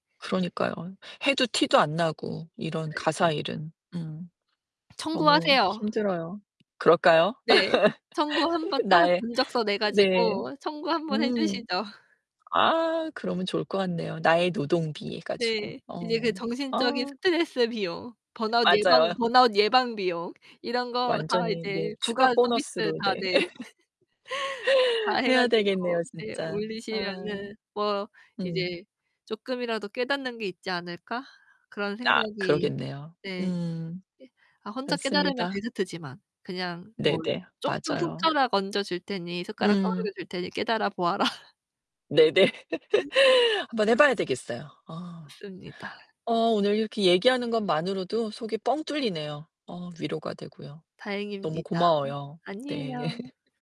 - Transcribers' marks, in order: distorted speech; other background noise; laugh; laughing while speaking: "이 그 나의"; laugh; tapping; laughing while speaking: "보아라"; laugh; laughing while speaking: "네네"; laugh; laugh
- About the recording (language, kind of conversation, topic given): Korean, advice, 집안일과 육아 부담이 한쪽으로 쏠려서 불만이 있는데, 어떻게 공평하게 나눌 수 있을까요?